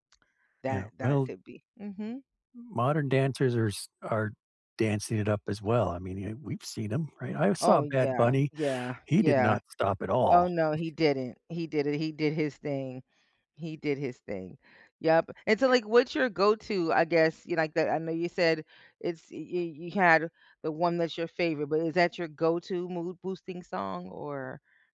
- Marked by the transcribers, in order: other background noise; other noise
- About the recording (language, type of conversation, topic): English, unstructured, What song instantly puts you in a good mood?
- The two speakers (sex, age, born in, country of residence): female, 50-54, United States, United States; male, 55-59, United States, United States